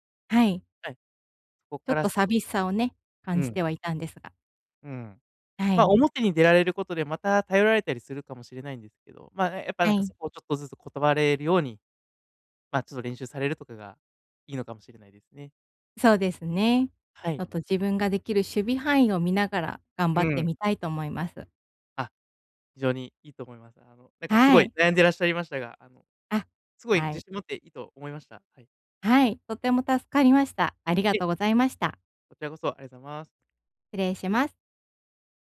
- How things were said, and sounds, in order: unintelligible speech; tapping; other background noise; "ありがとうございます" said as "ありとうます"
- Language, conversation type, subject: Japanese, advice, 人にNOと言えず負担を抱え込んでしまうのは、どんな場面で起きますか？